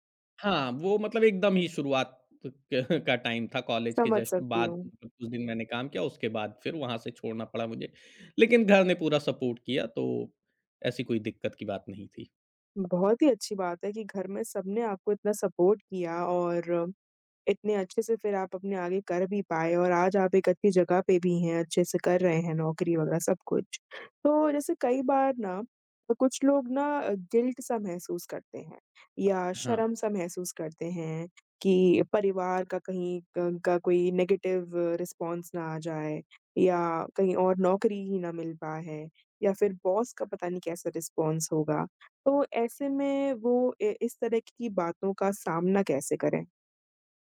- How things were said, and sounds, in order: chuckle; in English: "टाइम"; in English: "जस्ट"; in English: "सपोर्ट"; other background noise; in English: "सपोर्ट"; tapping; in English: "गिल्ट"; in English: "नेगेटिव रिस्पॉन्स"; in English: "बॉस"; in English: "रिस्पॉन्स"
- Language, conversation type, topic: Hindi, podcast, नौकरी छोड़ने का सही समय आप कैसे पहचानते हैं?